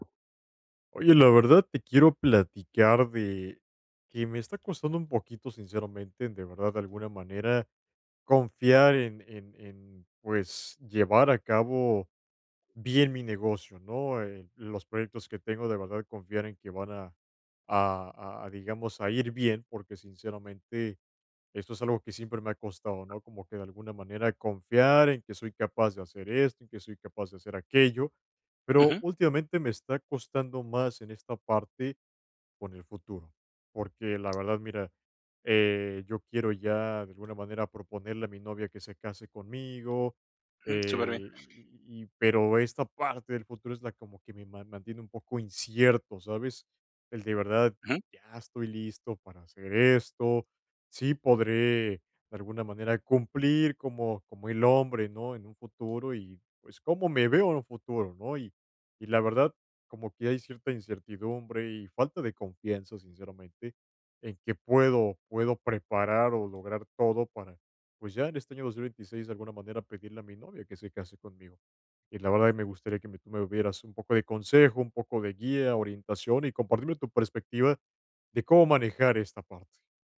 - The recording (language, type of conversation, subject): Spanish, advice, ¿Cómo puedo aprender a confiar en el futuro otra vez?
- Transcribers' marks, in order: tapping; other background noise